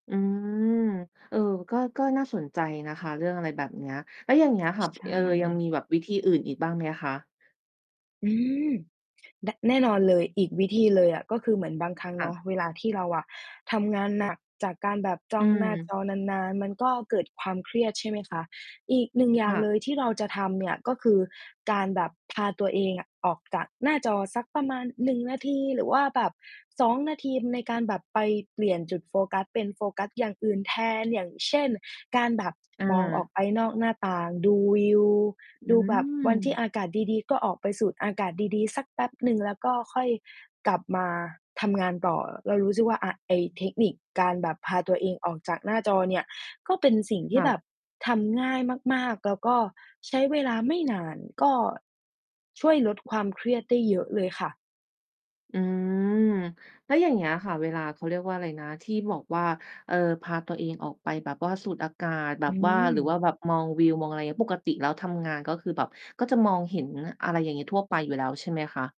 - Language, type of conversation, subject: Thai, podcast, มีวิธีรับมือกับความเครียดในวันที่หนักหน่วงไหม?
- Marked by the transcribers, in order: other background noise